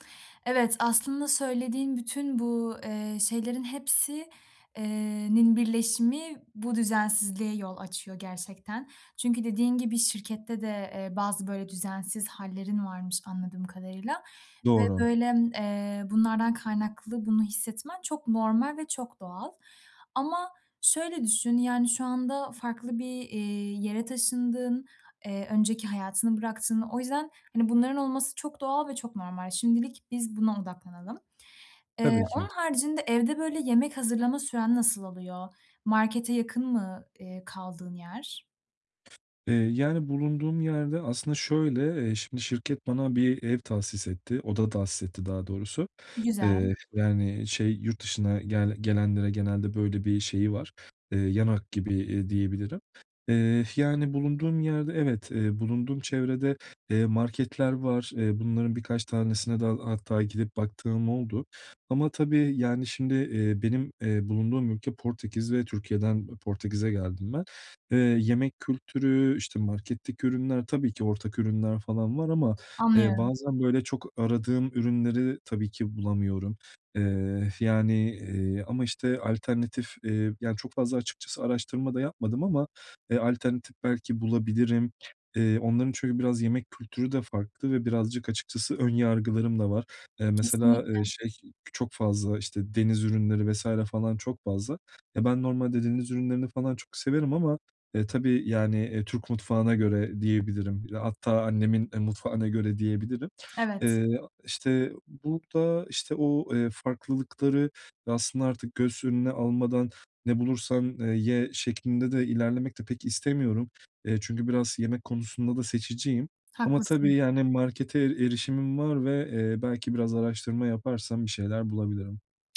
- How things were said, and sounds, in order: other background noise; tapping
- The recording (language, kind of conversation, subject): Turkish, advice, Yeni bir yerde beslenme ve uyku düzenimi nasıl iyileştirebilirim?